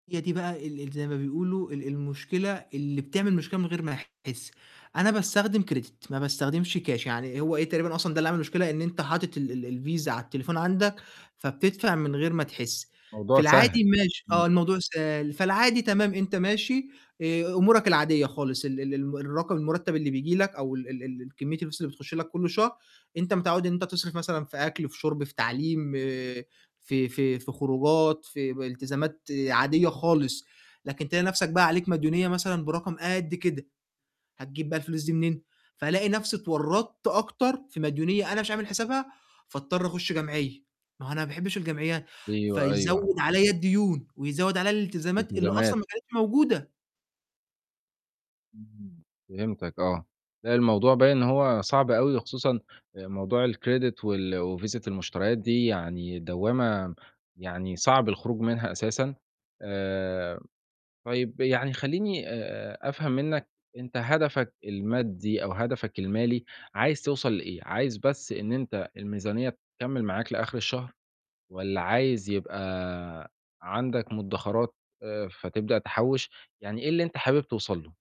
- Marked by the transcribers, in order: distorted speech; in English: "credit"; other background noise; in English: "الcredit"
- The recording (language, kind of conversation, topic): Arabic, advice, إزاي عادات الشراء عندك بتخليك تصرف باندفاع وبتتراكم عليك الديون؟